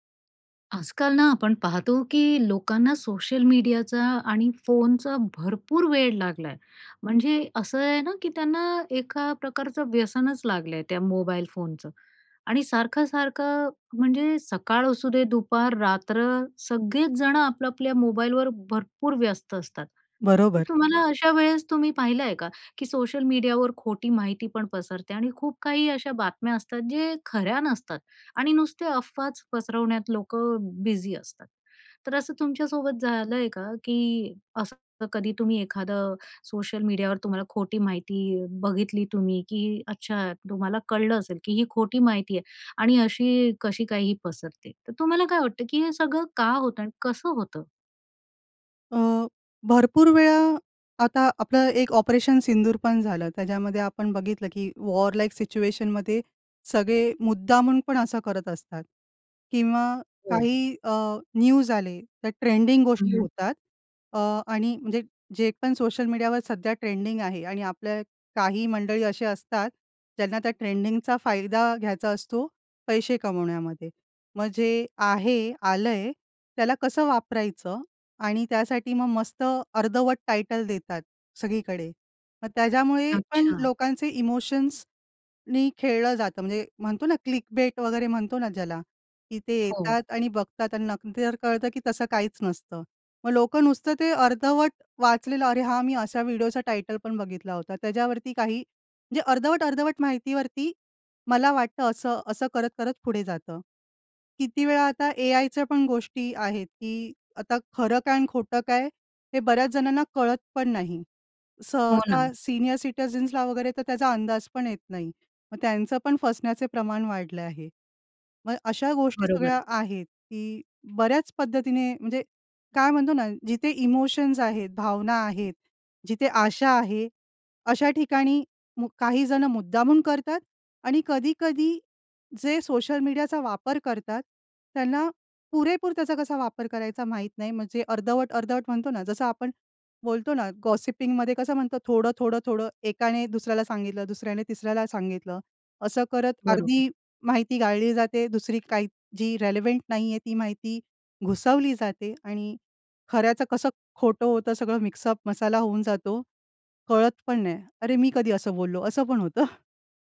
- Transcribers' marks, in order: in English: "वॉर लाईक सिच्युएशन"; in English: "टायटल"; in English: "इमोशन्सनी"; in English: "क्लिकबेट"; in English: "टायटल"; in English: "सीनियर सिटिझन्सला"; tapping; other background noise; in English: "गॉसिपिंग"; in English: "रिलेवंट"; in English: "मिक्सअप"
- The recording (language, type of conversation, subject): Marathi, podcast, सोशल मिडियावर खोटी माहिती कशी पसरते?